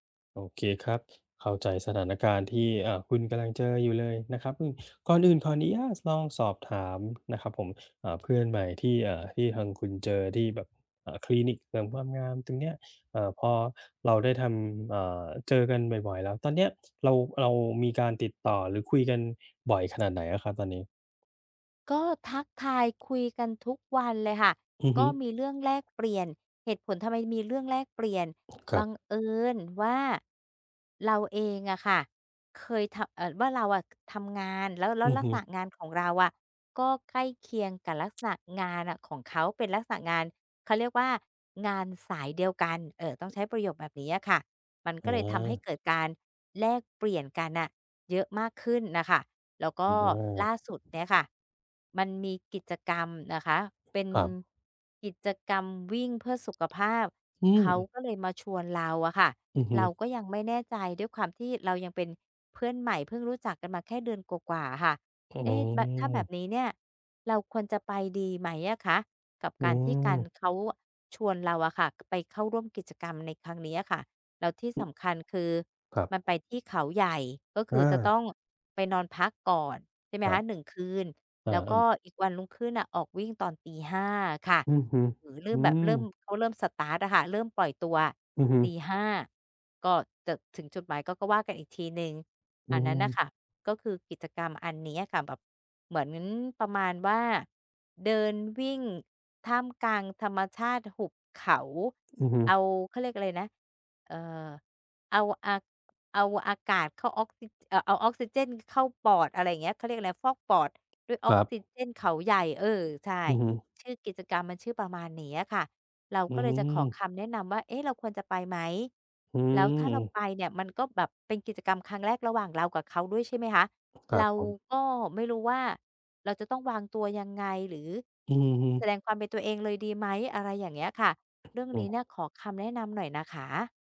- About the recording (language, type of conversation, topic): Thai, advice, ฉันจะทำอย่างไรให้ความสัมพันธ์กับเพื่อนใหม่ไม่ห่างหายไป?
- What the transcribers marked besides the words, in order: other background noise; in English: "สตาร์ต"; other noise